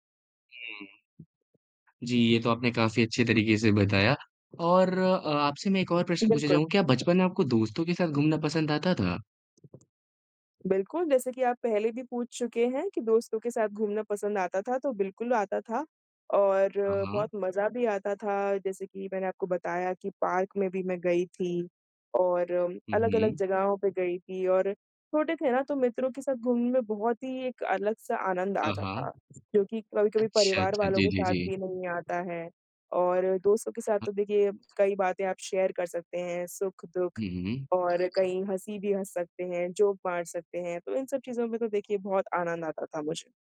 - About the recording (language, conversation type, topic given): Hindi, podcast, परिवार के साथ बाहर घूमने की आपकी बचपन की कौन-सी याद सबसे प्रिय है?
- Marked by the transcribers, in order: tapping; other noise; in English: "शेयर"; in English: "जोक"